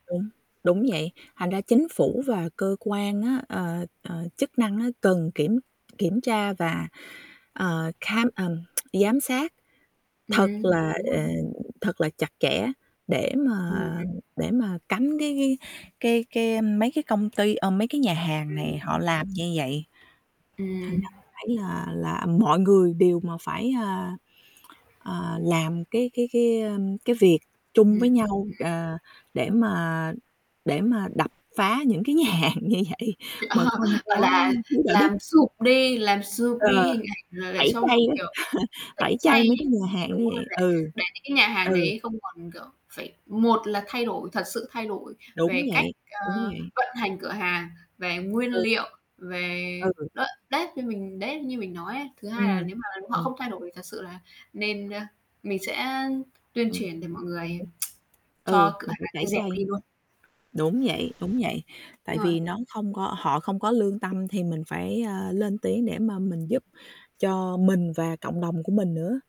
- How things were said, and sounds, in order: static; tapping; other background noise; tsk; distorted speech; laughing while speaking: "nhà hàng như vậy"; laughing while speaking: "ờ"; chuckle; unintelligible speech; tsk
- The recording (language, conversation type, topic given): Vietnamese, unstructured, Bạn nghĩ sao về việc một số quán ăn lừa dối khách hàng về nguyên liệu?
- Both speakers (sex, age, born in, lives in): female, 18-19, Vietnam, Vietnam; female, 40-44, Vietnam, United States